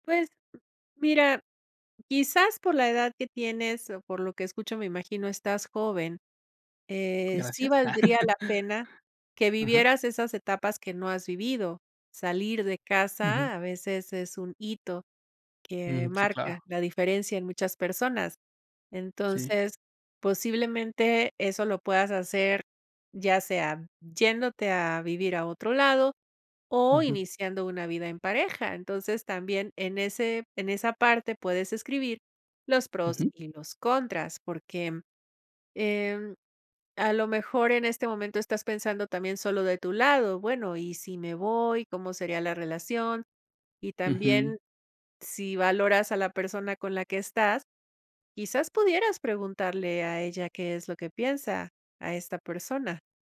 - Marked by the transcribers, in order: other background noise; chuckle
- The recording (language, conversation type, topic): Spanish, advice, ¿Cómo puedo dejar de evitar decisiones importantes por miedo a equivocarme?